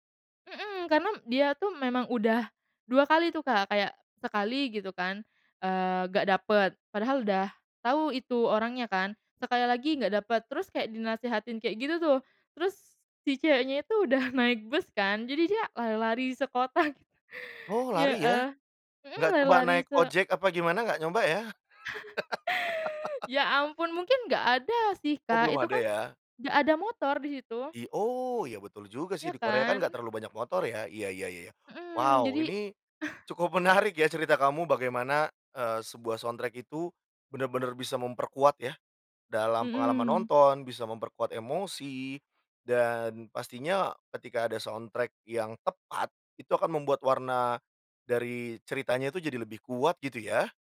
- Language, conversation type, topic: Indonesian, podcast, Bagaimana soundtrack memengaruhi pengalaman nontonmu?
- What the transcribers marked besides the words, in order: laughing while speaking: "sekota gitu"; chuckle; laugh; chuckle; in English: "soundtrack"; in English: "soundtrack"